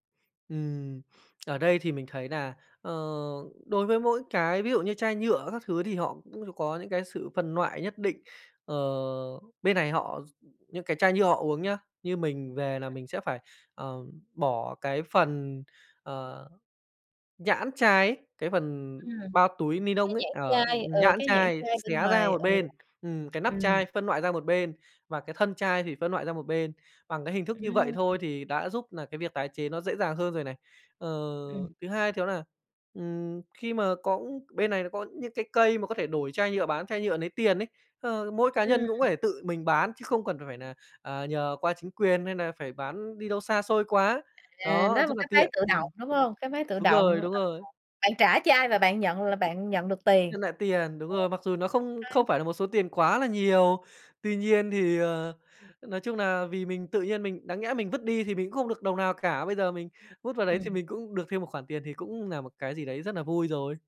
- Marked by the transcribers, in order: tapping; "loại" said as "noại"; unintelligible speech; other background noise; "loại" said as "noại"; "loại" said as "noại"; unintelligible speech
- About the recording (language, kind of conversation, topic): Vietnamese, podcast, Bạn làm thế nào để giảm rác thải nhựa trong nhà?